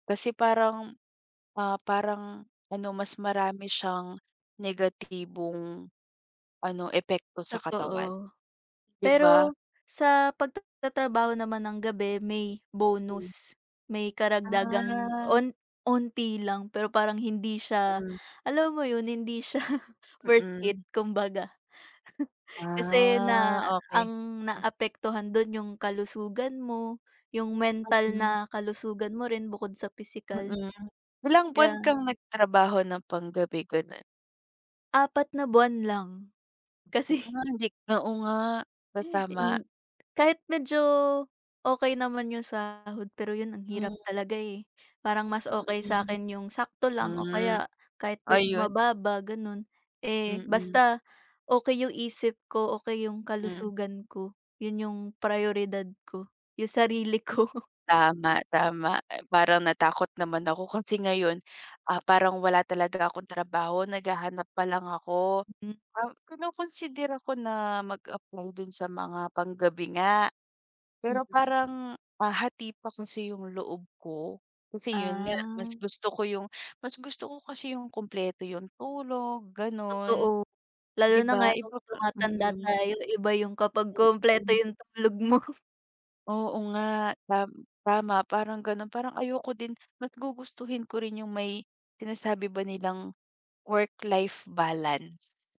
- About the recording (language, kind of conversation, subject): Filipino, unstructured, Paano mo pinamamahalaan ang oras mo sa pagitan ng trabaho at pahinga?
- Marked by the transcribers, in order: other background noise; chuckle; chuckle; chuckle